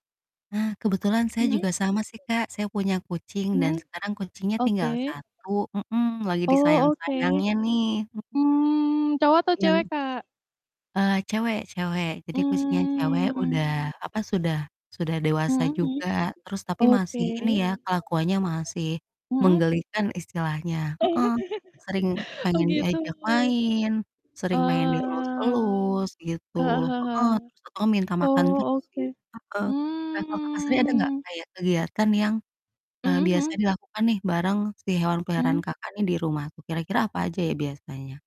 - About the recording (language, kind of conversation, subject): Indonesian, unstructured, Apa kegiatan favoritmu bersama hewan peliharaanmu?
- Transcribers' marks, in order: distorted speech; background speech; laugh; drawn out: "Oh"; drawn out: "Mmm"